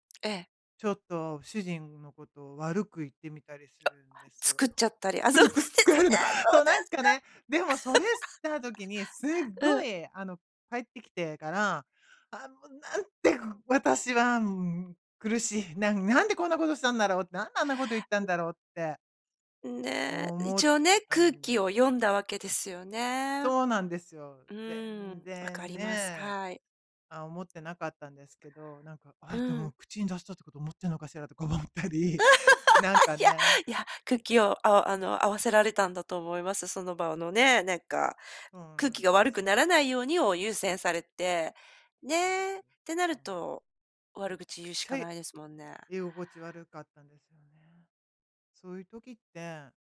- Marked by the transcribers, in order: other noise; unintelligible speech; laughing while speaking: "あ、そうなんですね。そうですか"; laugh; laugh
- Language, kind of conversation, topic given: Japanese, advice, グループの中で居心地が悪いと感じたとき、どうすればいいですか？